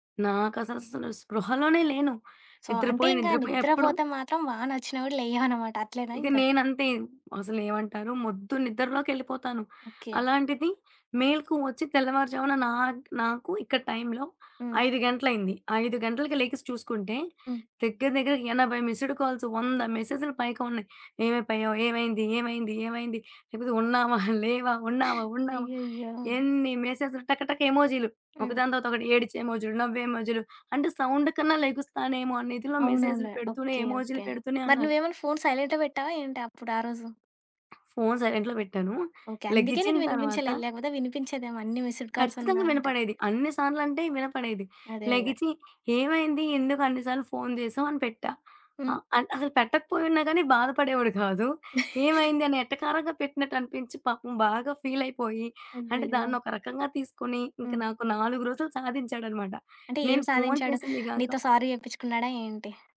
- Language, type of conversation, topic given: Telugu, podcast, ఫోన్‌లో మాట్లాడేటప్పుడు నిజంగా శ్రద్ధగా ఎలా వినాలి?
- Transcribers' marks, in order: in English: "సో"; in English: "మిస్డ్ కాల్స్"; giggle; other background noise; tapping; in English: "సౌండ్‌కన్నా"; in English: "సైలెంట్‌లో"; in English: "సైలెంట్‌లో"; in English: "మిస్డ్"; in English: "సారీ"